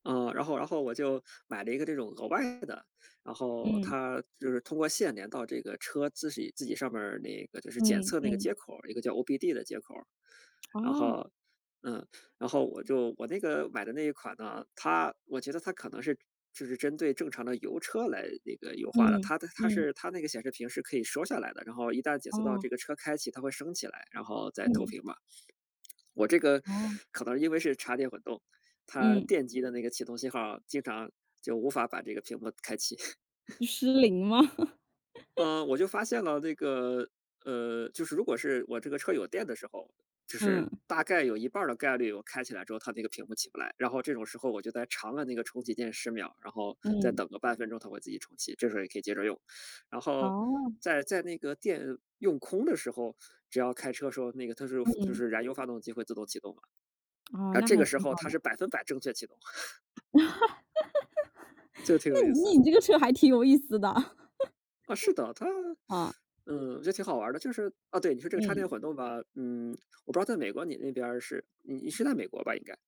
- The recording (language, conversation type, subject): Chinese, unstructured, 你怎么看科技让我们的生活变得更方便？
- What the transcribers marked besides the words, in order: chuckle; laugh; laugh; laughing while speaking: "那你这个车还挺有意思的"; laugh; other background noise